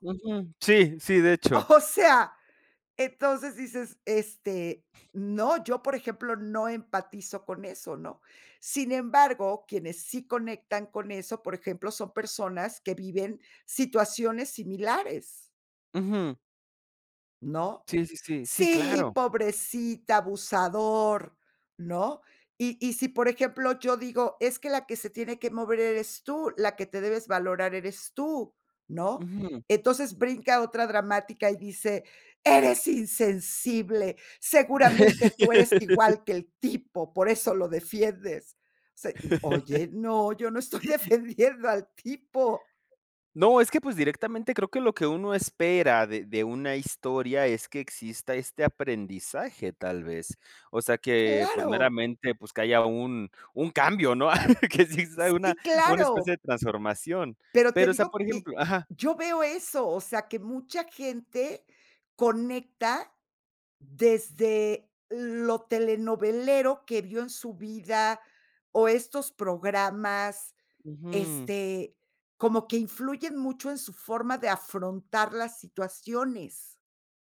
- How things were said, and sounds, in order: laughing while speaking: "O sea"; other background noise; laugh; laugh; laughing while speaking: "yo no estoy defendiendo al tipo"; laugh
- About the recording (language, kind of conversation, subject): Spanish, podcast, ¿Por qué crees que ciertas historias conectan con la gente?